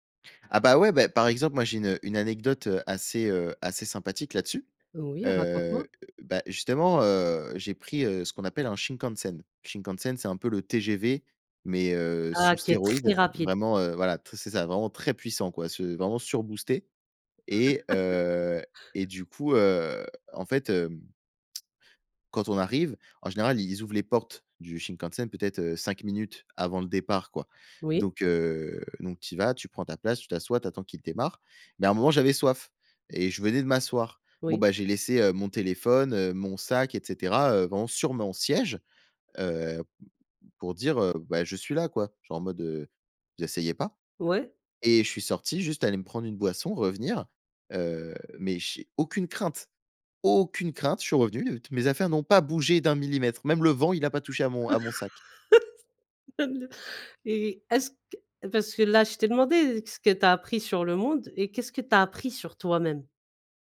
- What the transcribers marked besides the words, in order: other background noise; stressed: "très"; stressed: "très"; laugh; stressed: "aucune"; laugh
- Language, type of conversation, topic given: French, podcast, Parle-moi d’un voyage qui t’a vraiment marqué ?